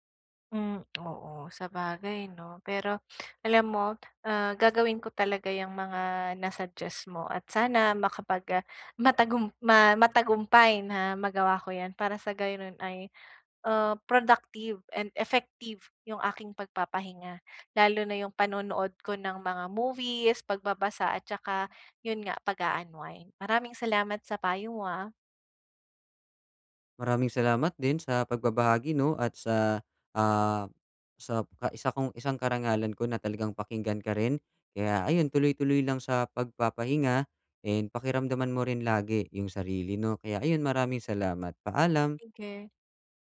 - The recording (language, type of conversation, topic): Filipino, advice, Bakit hindi ako makahanap ng tamang timpla ng pakiramdam para magpahinga at mag-relaks?
- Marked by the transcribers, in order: tongue click; other background noise; "gayon" said as "gaynon"